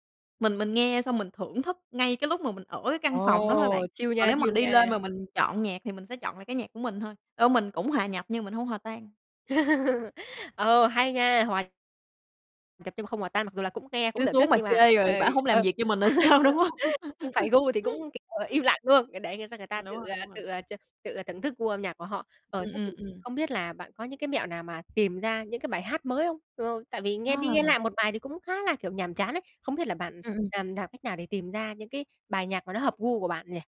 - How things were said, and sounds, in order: other background noise; in English: "chill"; in English: "chill"; laugh; laugh; laughing while speaking: "rồi sao, đúng hông?"; laugh; tapping; "làm" said as "nàm"
- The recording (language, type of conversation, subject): Vietnamese, podcast, Âm nhạc đã giúp bạn hiểu bản thân hơn ra sao?